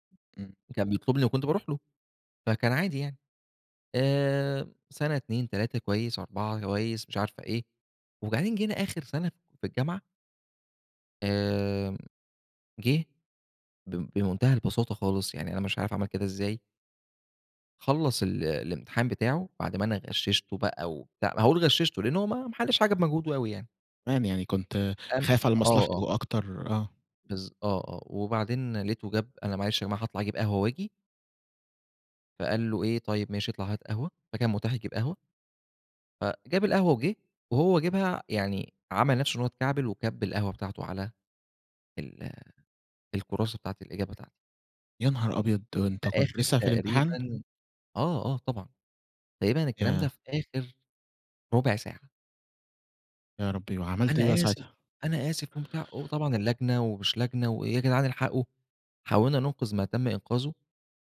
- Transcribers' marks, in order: other background noise
- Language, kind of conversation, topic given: Arabic, podcast, مين أكتر شخص أثّر فيك وإزاي؟